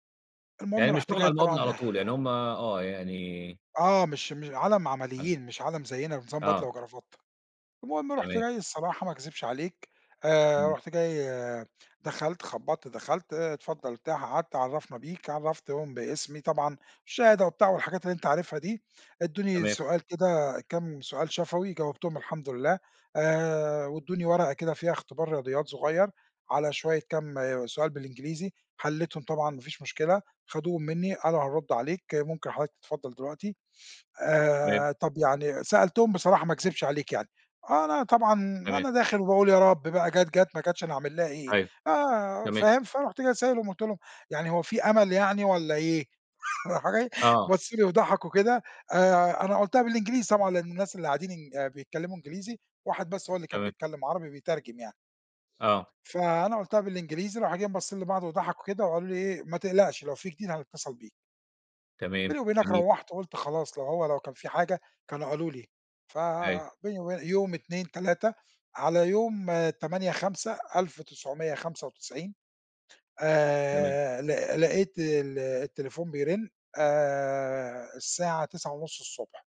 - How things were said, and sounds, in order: tapping; laugh
- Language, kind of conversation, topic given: Arabic, podcast, إزاي وصلت للوظيفة اللي إنت فيها دلوقتي؟